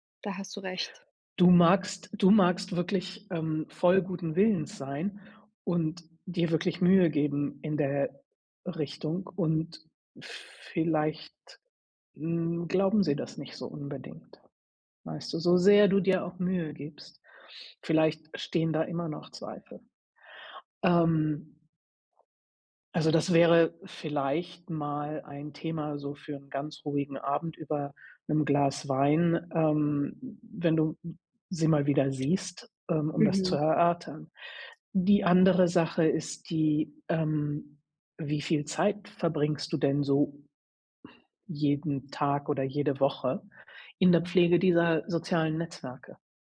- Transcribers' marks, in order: other noise
- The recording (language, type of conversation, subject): German, advice, Wie kann ich mein soziales Netzwerk nach einem Umzug in eine neue Stadt langfristig pflegen?